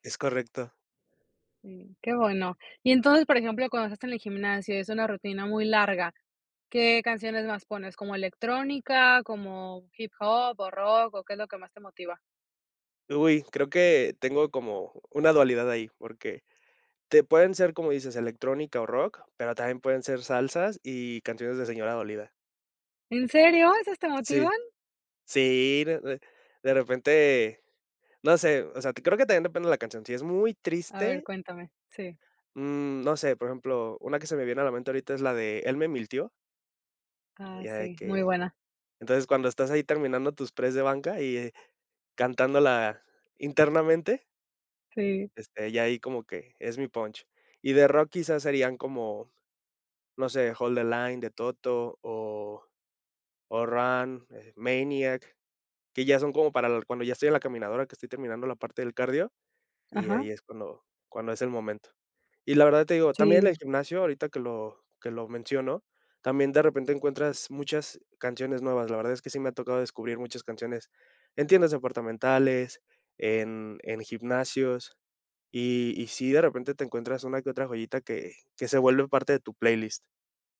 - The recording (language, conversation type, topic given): Spanish, podcast, ¿Cómo descubres música nueva hoy en día?
- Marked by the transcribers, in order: surprised: "¿En serio? ¿Esas te motivan?"; "mintió" said as "miltió"